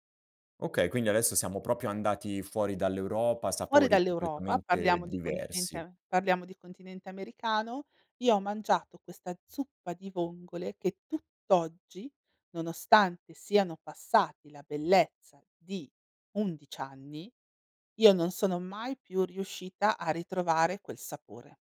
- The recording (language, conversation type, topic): Italian, podcast, Qual è il cibo locale più memorabile che hai provato?
- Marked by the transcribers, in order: "proprio" said as "propio"; other background noise; tapping